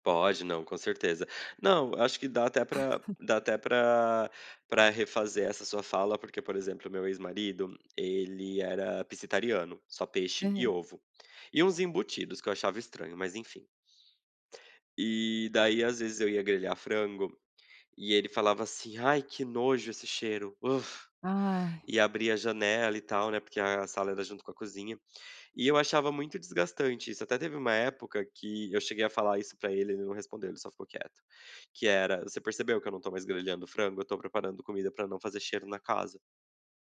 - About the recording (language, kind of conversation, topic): Portuguese, advice, Como posso redescobrir meus valores e prioridades depois do fim de um relacionamento importante?
- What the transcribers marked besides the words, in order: laugh; "pescetariano" said as "pisitariano"; other noise